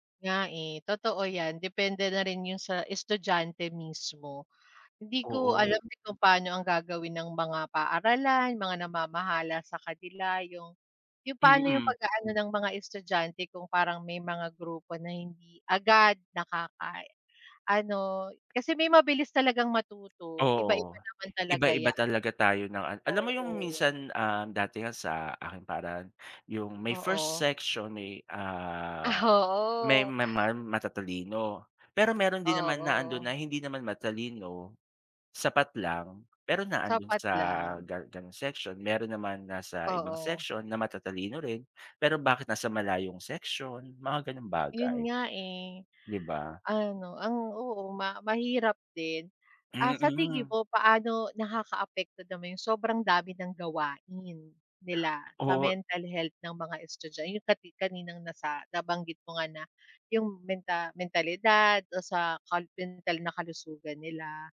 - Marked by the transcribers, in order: other background noise; in English: "first section"; laughing while speaking: "Ah"; in English: "mental health"
- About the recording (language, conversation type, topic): Filipino, unstructured, Ano ang palagay mo sa sobrang bigat o sobrang gaan ng pasanin sa mga mag-aaral?